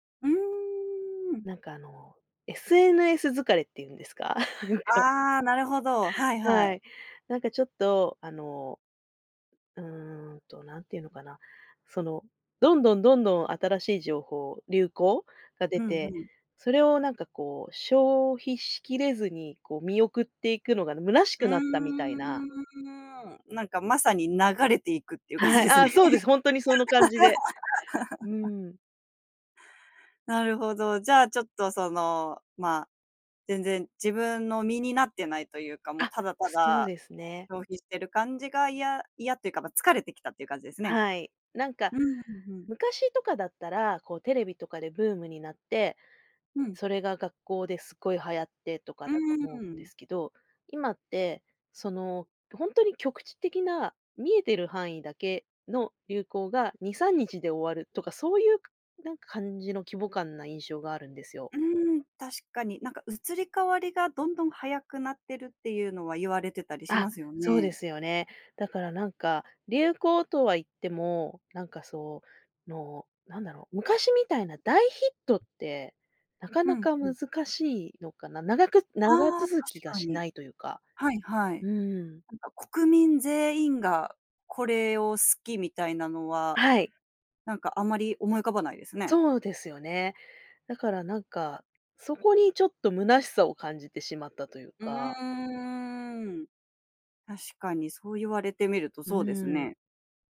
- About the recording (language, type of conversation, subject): Japanese, podcast, 普段、SNSの流行にどれくらい影響されますか？
- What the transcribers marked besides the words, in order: laughing while speaking: "なんか"; drawn out: "うーん"; laughing while speaking: "感じですね"; laugh